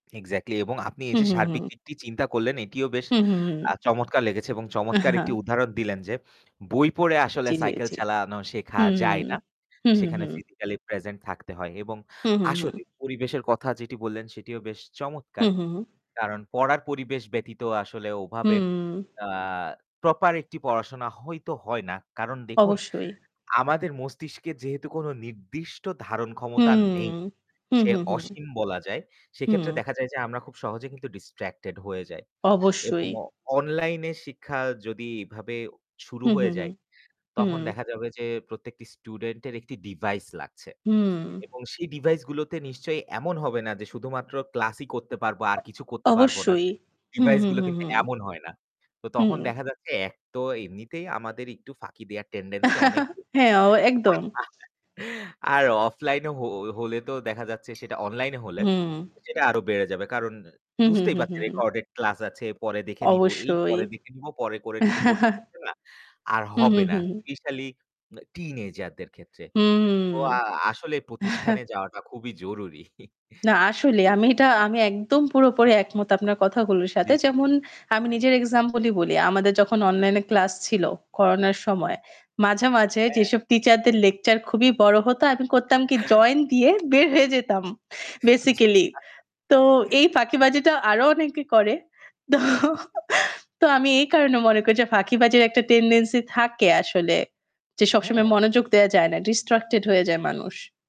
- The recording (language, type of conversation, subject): Bengali, unstructured, অনলাইন শিক্ষা কি অফলাইন শিক্ষার বিকল্প হতে পারে?
- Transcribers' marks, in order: static; other background noise; chuckle; distorted speech; unintelligible speech; chuckle; scoff; scoff; laugh; laughing while speaking: "যেতাম"; laughing while speaking: "জি, আচ্ছা"; laughing while speaking: "তো"; unintelligible speech